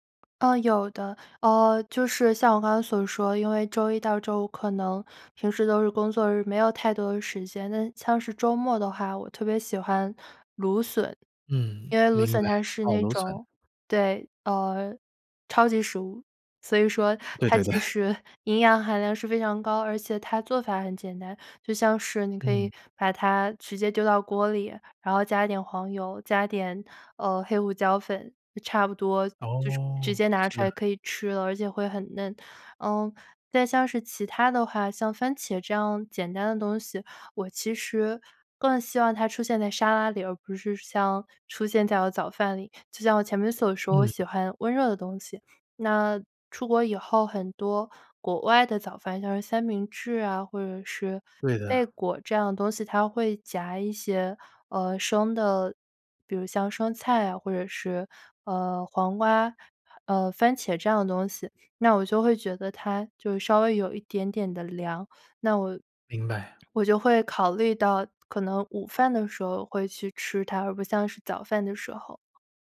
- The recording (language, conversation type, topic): Chinese, podcast, 你吃早餐时通常有哪些固定的习惯或偏好？
- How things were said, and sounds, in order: other background noise; chuckle